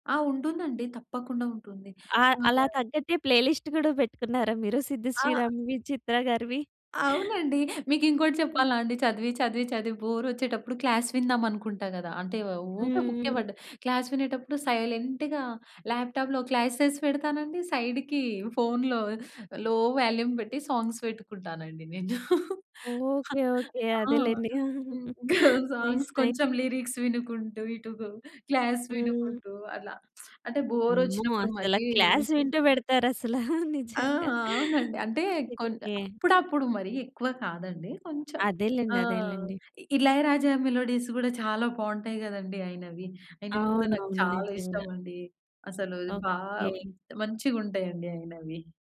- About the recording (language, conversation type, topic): Telugu, podcast, ఫోకస్ పెరగడానికి సంగీతం వినడం మీకు ఎలా సహాయపడిందో చెప్పగలరా?
- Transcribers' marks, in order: unintelligible speech; in English: "ప్లే లిస్ట్"; in English: "బోర్"; in English: "క్లాస్"; in English: "క్లాస్"; in English: "సైలెంట్‌గా ల్యాప్టాప్‌లో క్లాసస్"; in English: "సైడ్‌కి"; in English: "లో వాల్యూమ్"; in English: "సాంగ్స్"; chuckle; giggle; in English: "నైస్ నై"; in English: "సాంగ్స్"; in English: "లిరిక్స్"; in English: "క్లాస్"; lip smack; in English: "బోర్"; in English: "క్లాస్"; laughing while speaking: "అసల నిజంగా"; in English: "మెలోడీస్"